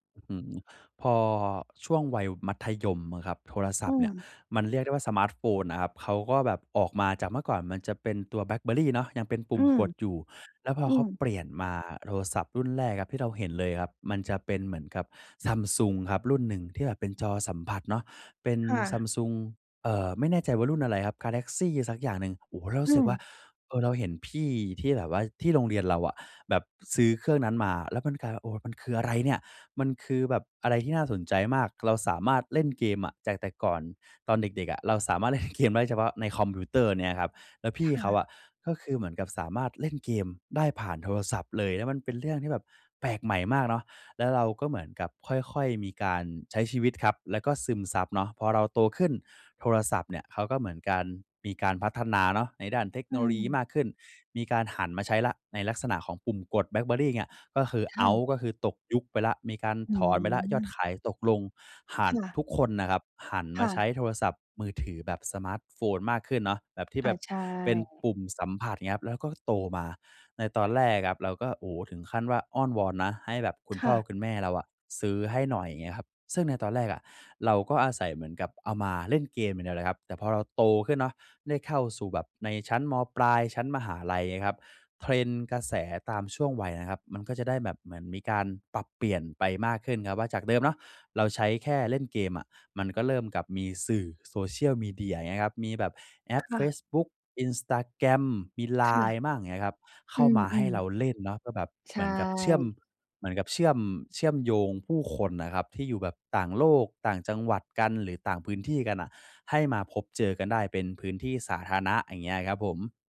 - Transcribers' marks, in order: laughing while speaking: "เล่น"
- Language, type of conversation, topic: Thai, podcast, ใช้มือถือก่อนนอนส่งผลต่อการนอนหลับของคุณไหม?